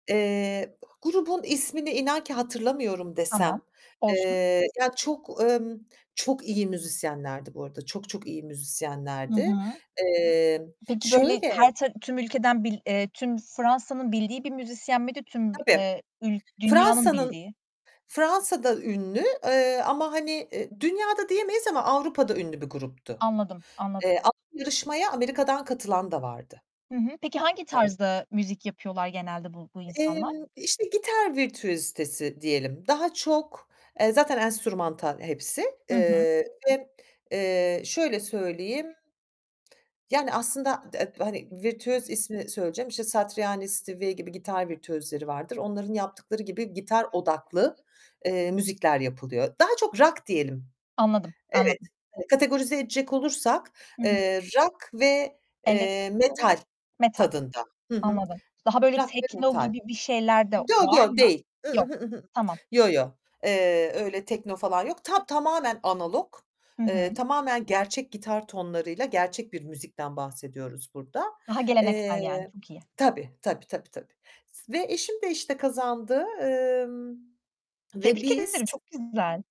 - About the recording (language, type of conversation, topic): Turkish, podcast, Çok gurur duyduğun bir anını bizimle paylaşır mısın?
- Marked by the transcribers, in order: other background noise; static; distorted speech; tapping; background speech; "Satriani" said as "Satrianist"